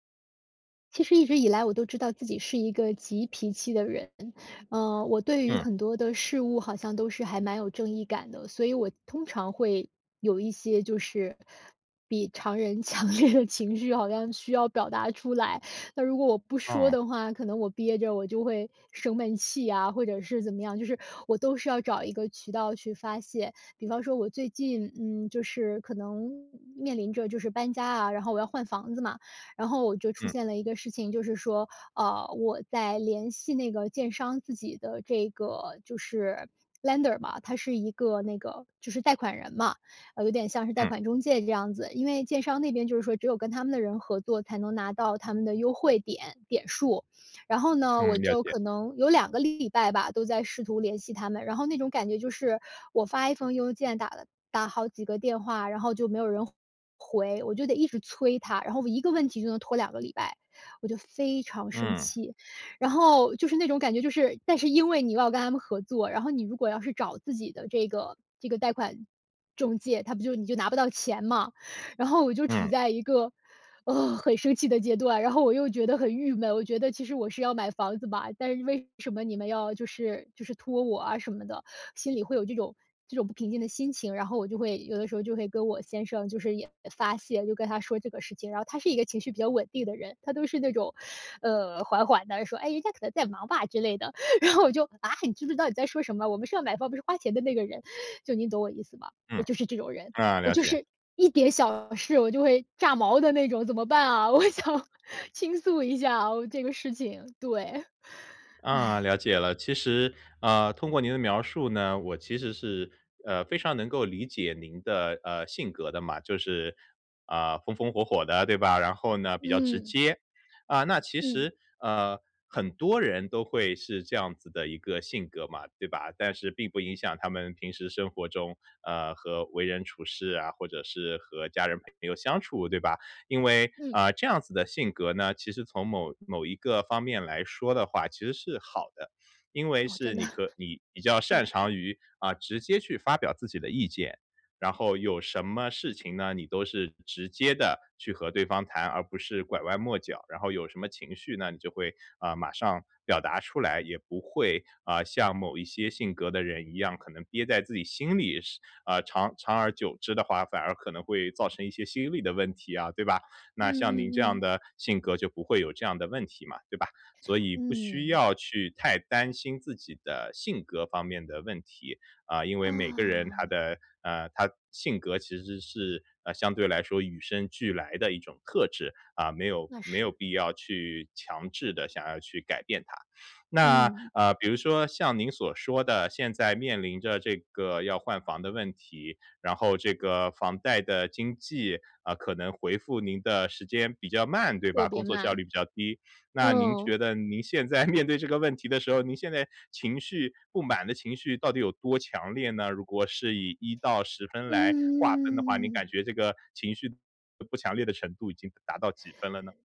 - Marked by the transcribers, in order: laughing while speaking: "强烈的"; in English: "lender"; stressed: "非常"; laughing while speaking: "然后"; laughing while speaking: "我想"; laughing while speaking: "真的"; laugh; laughing while speaking: "面对"
- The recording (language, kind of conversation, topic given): Chinese, advice, 当我情绪非常强烈时，怎样才能让自己平静下来？